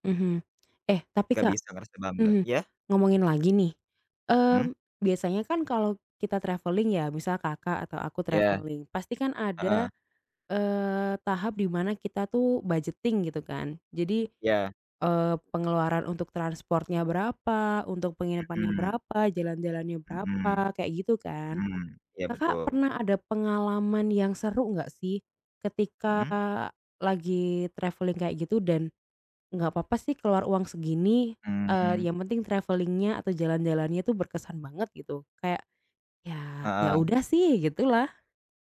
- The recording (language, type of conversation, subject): Indonesian, unstructured, Mengapa banyak orang mengatakan bahwa bepergian itu buang-buang uang?
- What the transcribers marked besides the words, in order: in English: "travelling"; in English: "travelling"; in English: "budgeting"; tapping; in English: "travelling"; in English: "travelling-nya"